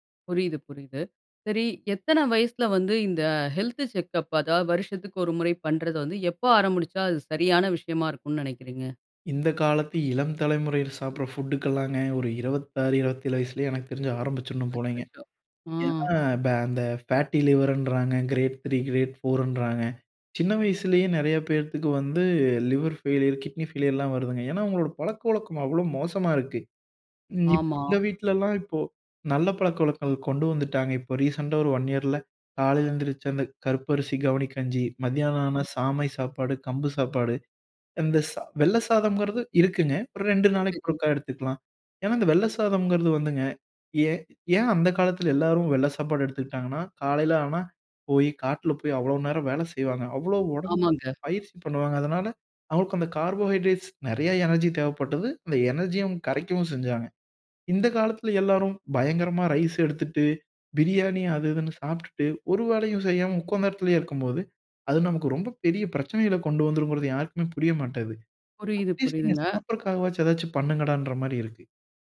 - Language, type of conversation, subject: Tamil, podcast, ஒவ்வொரு நாளும் உடற்பயிற்சி பழக்கத்தை எப்படி தொடர்ந்து வைத்துக்கொள்கிறீர்கள்?
- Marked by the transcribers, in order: drawn out: "இந்த"; "அதாவது" said as "அதா"; "ஆரம்பிச்சா" said as "ஆரமுடிச்சா"; "சாப்பிடுற" said as "சாப்புட்ற"; surprised: "அச்சச்சோ! ஆ"; other background noise; in English: "ஃபேட்டி லிவருன்றாங்க, கிரேட்"; in English: "கிரேட்"; drawn out: "வந்து"; in English: "லிவர் ஃபெயிலியர், கிட்னி ஃபெய்லியர்லாம்"; other noise; in English: "இயர்ல"; "காட்டில" said as "காட்ல"; humming a tune; in English: "கார்போஹைட்ரேட்ஸ்!"; "காலத்தில எல்லோரும்" said as "காலத்துல எல்லாரும்"; "சாப்டிட்டு" said as "சாப்டுட்டு"; "மாட்டேன்து" said as "மாட்டேது"